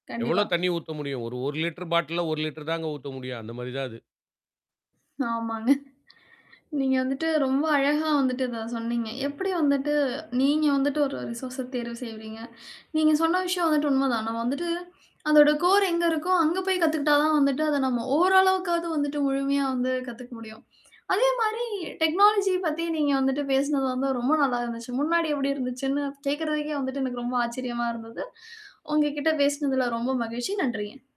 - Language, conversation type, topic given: Tamil, podcast, நீங்கள் எந்த ஒரு விஷயத்தையும் கற்றுக்கொள்ளும் போது சரியான கற்றல் ஆதாரத்தை எப்படித் தேர்வு செய்வீர்கள்?
- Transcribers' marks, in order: static; chuckle; in English: "ரிசோர்ஸ"; in English: "கோர்"; in English: "டெக்னாலஜி"